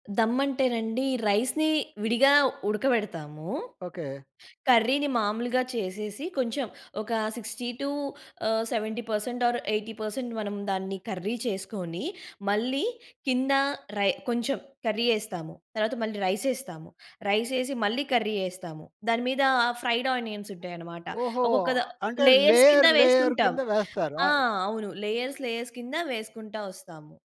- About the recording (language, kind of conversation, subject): Telugu, podcast, అతిథులకు వండేటప్పుడు పాటించాల్సిన సాధారణ నియమాలు ఏమేమి?
- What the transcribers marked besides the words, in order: in English: "రైస్‌ని"; in English: "కర్రీ‌ని"; in English: "సిక్స్టీ టూ"; in English: "సెవెంటీ పర్సెంట్ ఆర్ ఎయిటీ పర్సెంట్"; in English: "కర్రీ"; in English: "కర్రీ"; in English: "కర్రీ"; in English: "ఫ్రైడ్ ఆనియన్స్"; other noise; in English: "లేయర్స్"; in English: "లేయర్ లేయర్"; in English: "లేయర్స్, లేయర్స్"